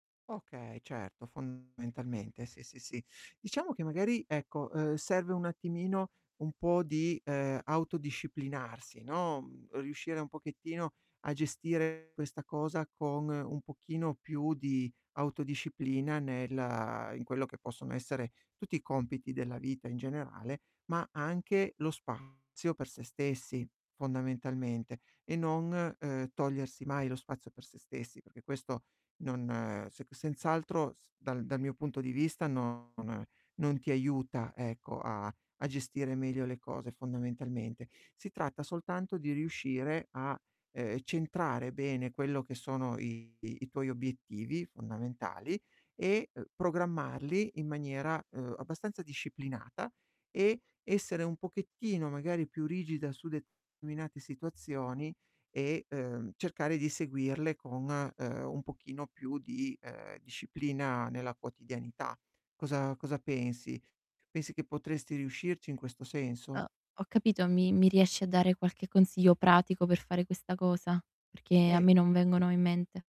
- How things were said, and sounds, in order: distorted speech; tapping; other background noise
- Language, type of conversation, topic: Italian, advice, Perché mi sento in colpa per il tempo che dedico allo svago, come guardare serie e ascoltare musica?